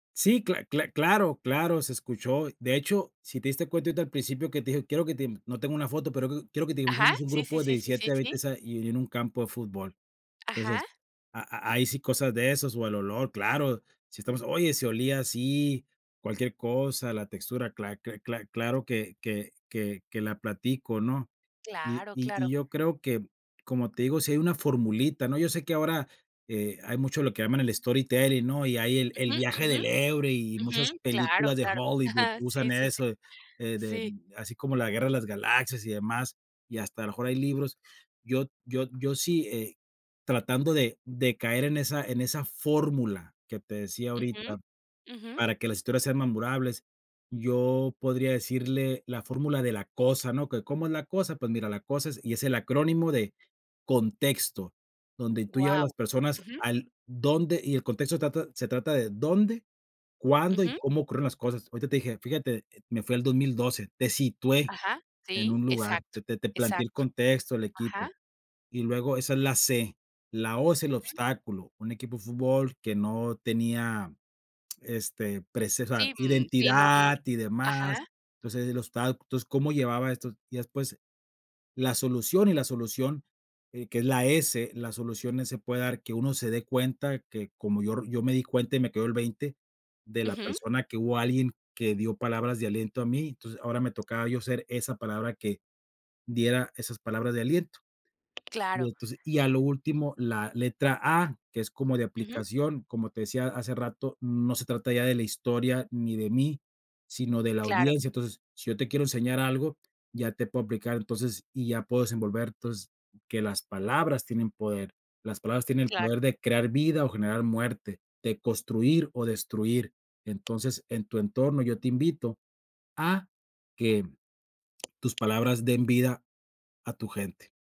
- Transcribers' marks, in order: tapping; in English: "storytelling"; chuckle; lip smack; other background noise
- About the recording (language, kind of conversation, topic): Spanish, podcast, ¿Qué haces para que tus historias sean memorables?